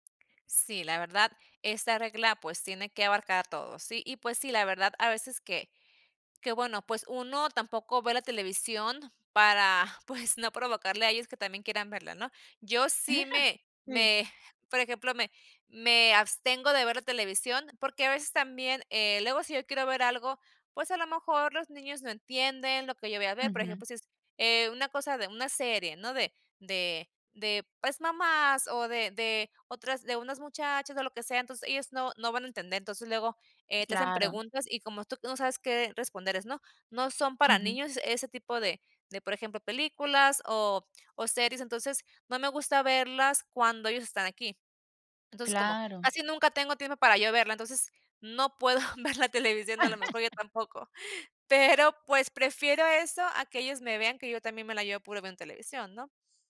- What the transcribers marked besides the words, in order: laughing while speaking: "pues"; chuckle; laughing while speaking: "puedo ver la televisión"; laugh
- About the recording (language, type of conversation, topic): Spanish, podcast, ¿Qué reglas tienen respecto al uso de pantallas en casa?